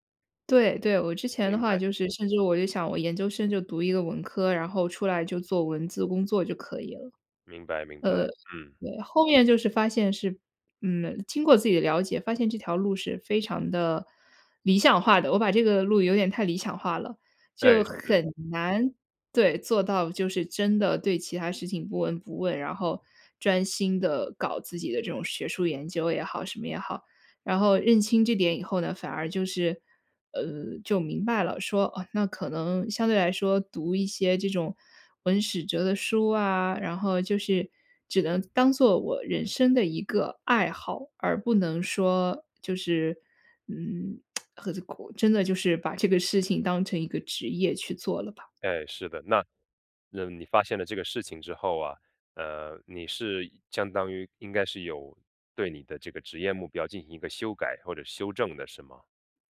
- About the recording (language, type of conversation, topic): Chinese, podcast, 你觉得人生目标和职业目标应该一致吗？
- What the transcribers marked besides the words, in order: other background noise; stressed: "理想化的"; tsk